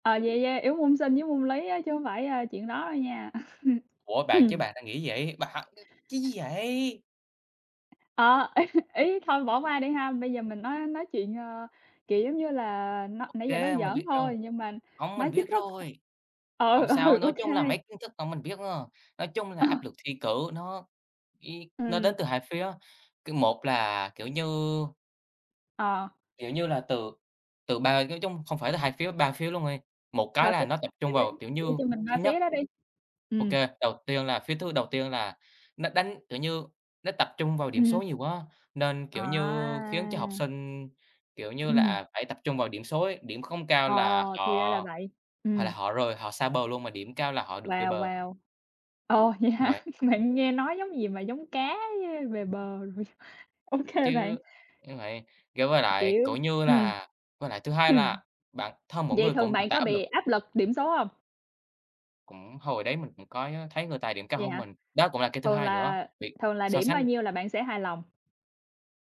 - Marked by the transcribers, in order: laugh; throat clearing; tapping; laughing while speaking: "ý"; laughing while speaking: "ừ"; other background noise; laugh; laughing while speaking: "OK"; unintelligible speech
- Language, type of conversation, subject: Vietnamese, unstructured, Bạn có cảm thấy áp lực thi cử hiện nay là công bằng không?